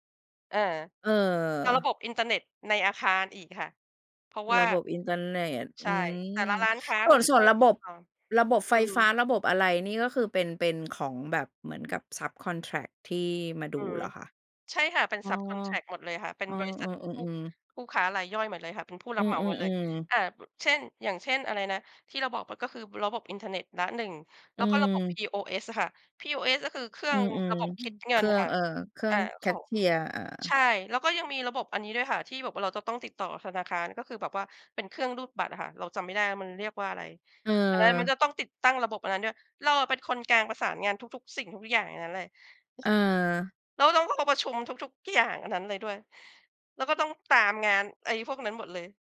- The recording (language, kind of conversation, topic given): Thai, podcast, เวลางานแน่นจนรับเพิ่มไม่ไหว คุณปฏิเสธงานอย่างไรให้สุภาพและรักษาความสัมพันธ์ได้?
- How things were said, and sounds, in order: tapping; other background noise